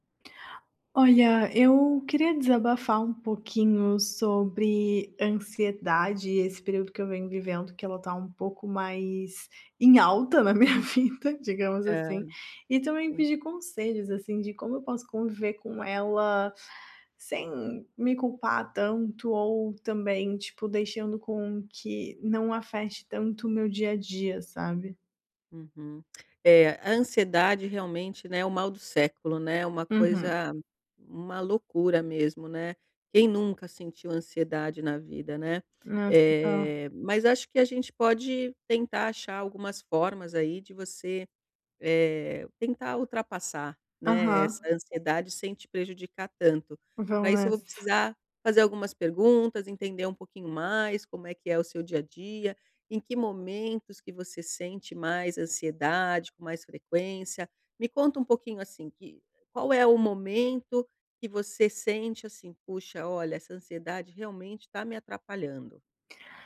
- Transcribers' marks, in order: laughing while speaking: "minha vida"
- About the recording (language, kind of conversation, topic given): Portuguese, advice, Como posso conviver com a ansiedade sem me culpar tanto?